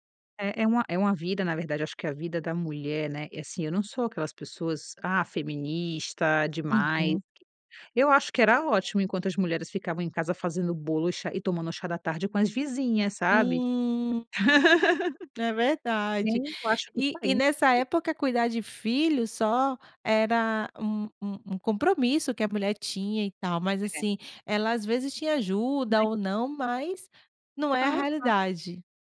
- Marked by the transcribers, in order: laugh; unintelligible speech
- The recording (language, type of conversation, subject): Portuguese, podcast, Como você prioriza tarefas quando tudo parece urgente?